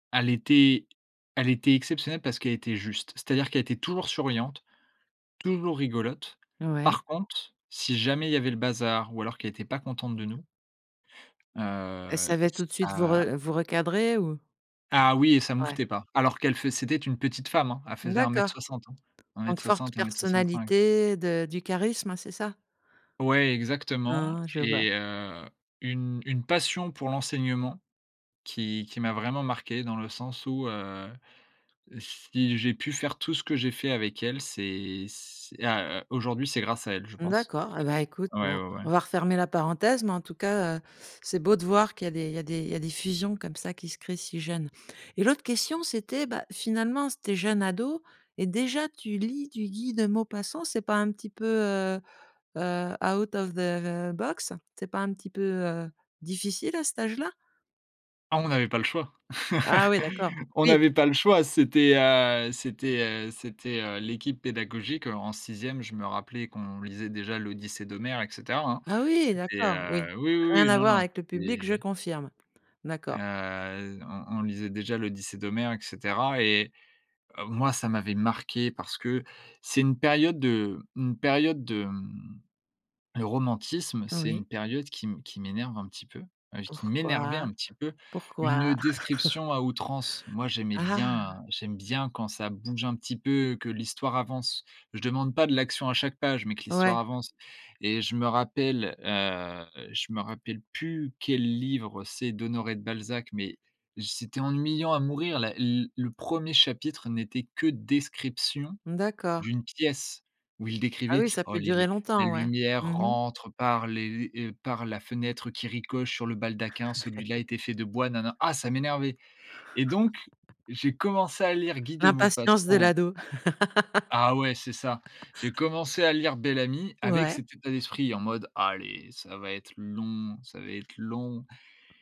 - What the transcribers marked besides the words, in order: tapping; put-on voice: "out of the the box ?"; laugh; stressed: "m'énervait"; chuckle; chuckle; chuckle; laugh
- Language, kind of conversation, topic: French, podcast, Quel livre as-tu découvert quand tu étais jeune et qui te parle encore aujourd’hui ?